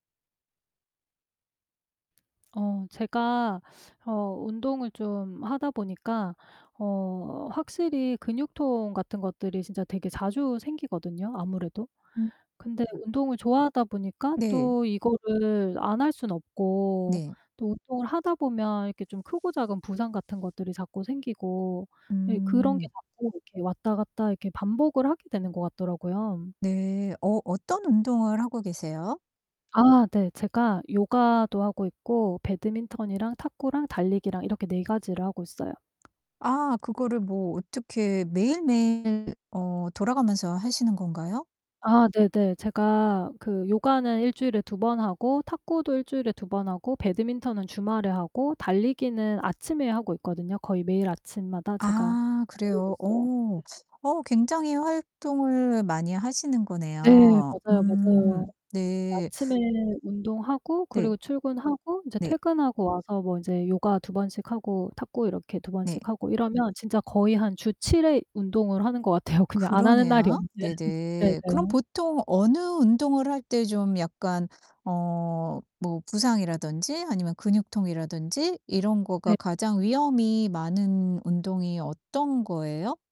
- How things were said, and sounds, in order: distorted speech; tapping; other background noise; laughing while speaking: "같아요"; laughing while speaking: "없는"
- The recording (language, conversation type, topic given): Korean, advice, 운동 후에 계속되는 근육통을 어떻게 완화하고 회복하면 좋을까요?